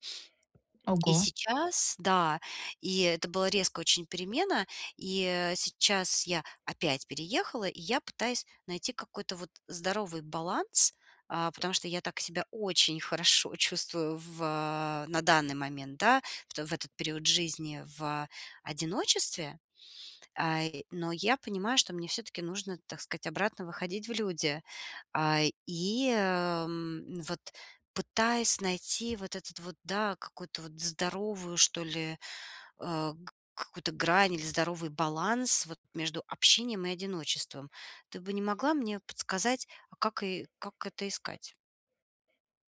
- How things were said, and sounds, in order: tapping; other background noise
- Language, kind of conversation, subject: Russian, advice, Как мне найти баланс между общением и временем в одиночестве?